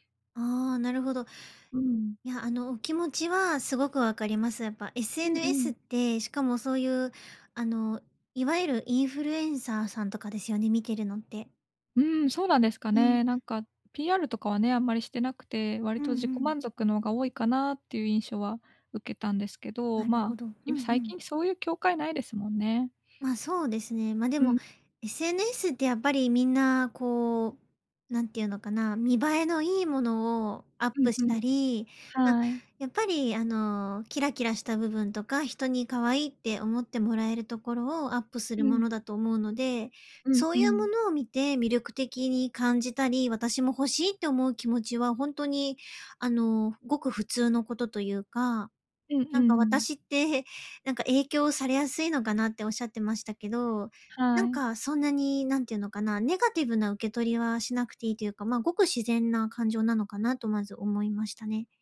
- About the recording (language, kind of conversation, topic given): Japanese, advice, 他人と比べて物を買いたくなる気持ちをどうすればやめられますか？
- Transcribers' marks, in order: other background noise